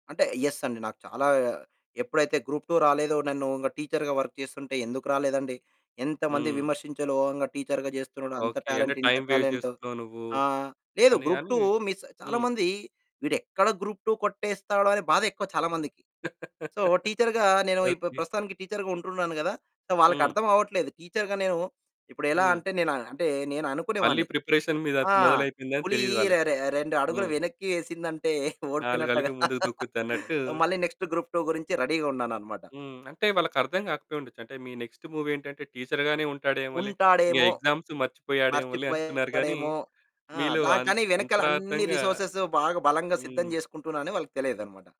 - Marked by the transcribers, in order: in English: "యస్"; in English: "వర్క్"; in English: "టైమ్ వేస్ట్"; in English: "టాలెంట్"; in English: "గ్రూప్ 2, మిస్"; laugh; in English: "సో"; in English: "సో"; in English: "ప్రిపరేషన్"; laughing while speaking: "ఓడిపోయినట్టుగా"; in English: "నెక్స్ట్"; in English: "రెడీగా"; in English: "నెక్స్ట్ మూవ్"; distorted speech; in English: "ఎగ్జామ్స్"; in English: "రిసోర్సెస్"
- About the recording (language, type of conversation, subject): Telugu, podcast, మీకు పనిలో సంతృప్తి అంటే ఏమిటి?